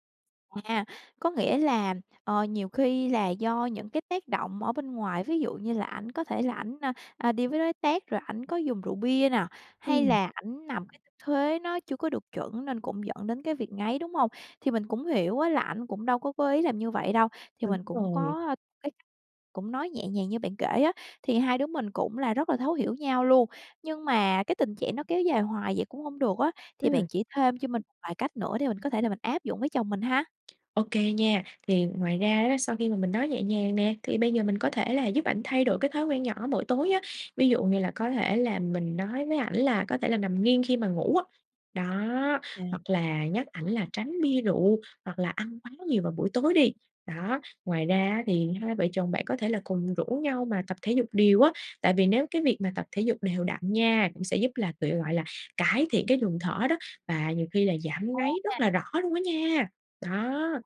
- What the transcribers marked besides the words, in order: tapping; unintelligible speech
- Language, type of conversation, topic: Vietnamese, advice, Làm thế nào để xử lý tình trạng chồng/vợ ngáy to khiến cả hai mất ngủ?